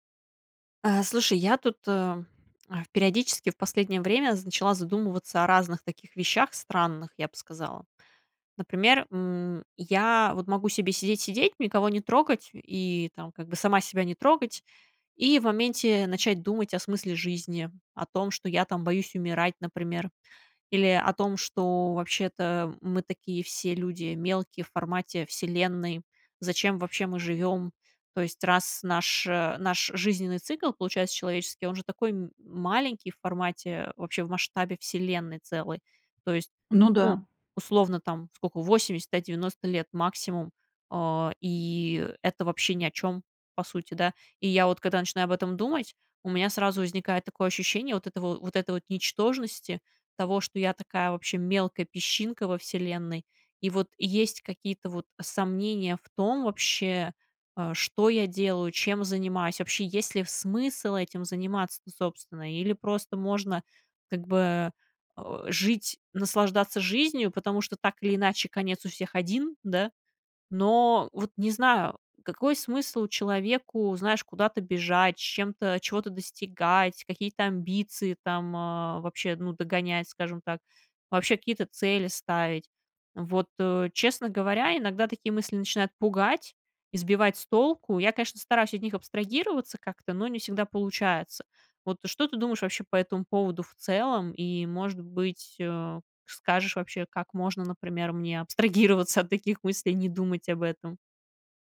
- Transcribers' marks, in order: tapping
- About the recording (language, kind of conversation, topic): Russian, advice, Как вы переживаете кризис середины жизни и сомнения в смысле жизни?